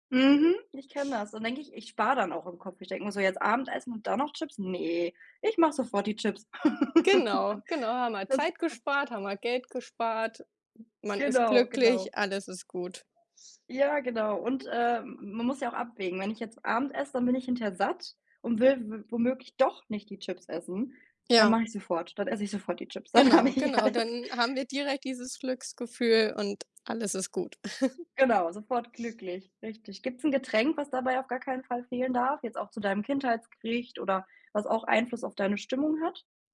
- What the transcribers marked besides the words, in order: other background noise; chuckle; laughing while speaking: "dann habe ich alles"; giggle
- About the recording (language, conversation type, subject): German, unstructured, Welche Speisen lösen bei dir Glücksgefühle aus?